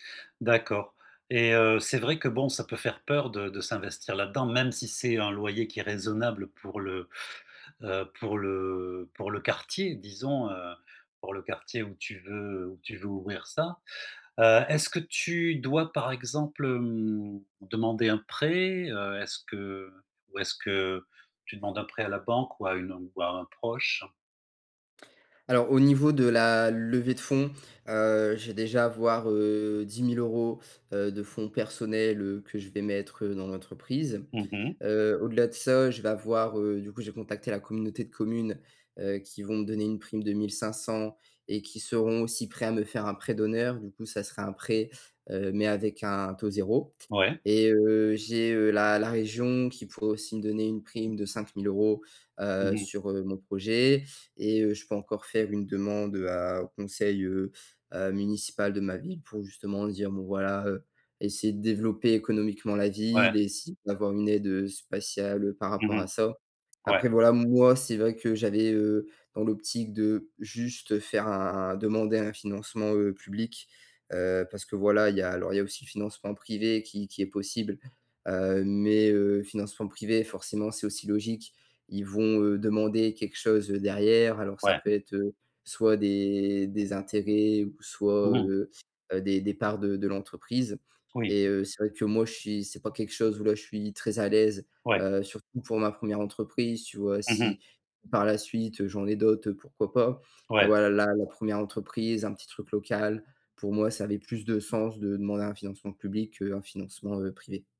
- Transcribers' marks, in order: other background noise; tapping
- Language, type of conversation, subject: French, advice, Comment gérer mes doutes face à l’incertitude financière avant de lancer ma startup ?